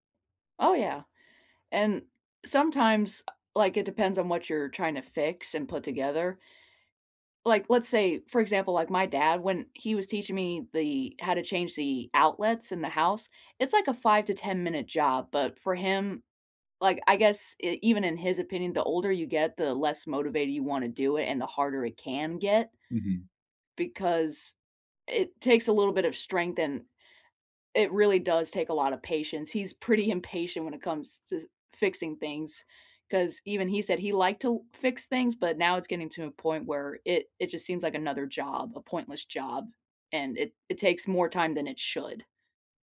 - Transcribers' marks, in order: tapping
- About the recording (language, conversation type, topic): English, unstructured, What is your favorite way to learn new things?
- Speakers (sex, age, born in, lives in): female, 25-29, United States, United States; male, 25-29, United States, United States